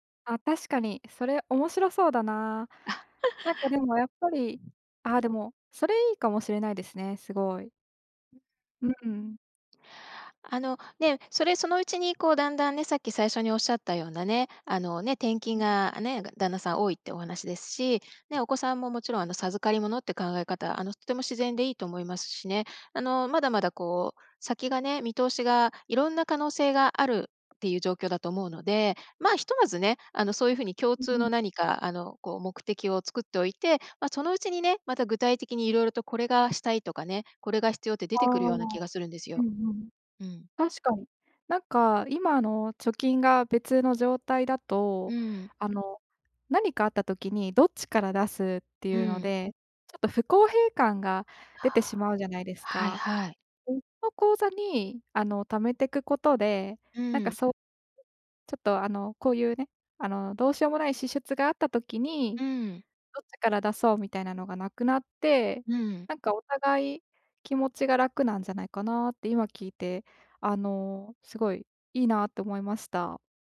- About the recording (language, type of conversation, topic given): Japanese, advice, 将来のためのまとまった貯金目標が立てられない
- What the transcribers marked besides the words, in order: laugh; other background noise; sigh; unintelligible speech